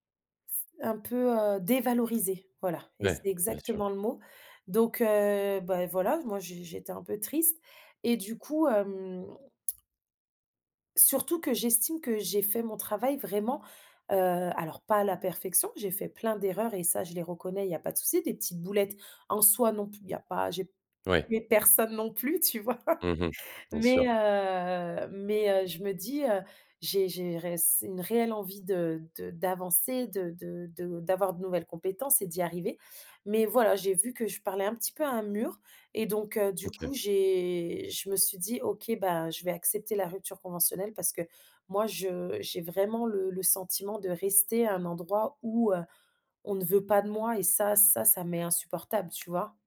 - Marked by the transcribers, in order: laughing while speaking: "vois ?"; tapping
- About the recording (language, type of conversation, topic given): French, advice, Que puis-je faire après avoir perdu mon emploi, alors que mon avenir professionnel est incertain ?